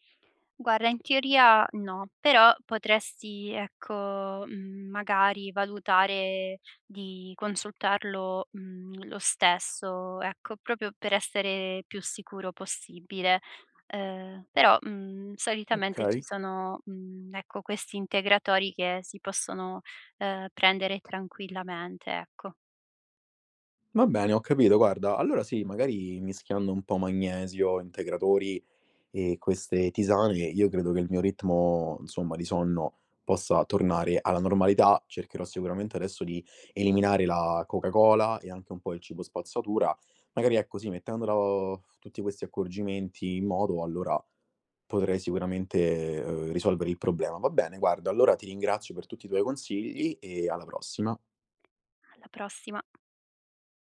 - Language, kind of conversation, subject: Italian, advice, Perché il mio sonno rimane irregolare nonostante segua una routine serale?
- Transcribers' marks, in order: "proprio" said as "propio"; tapping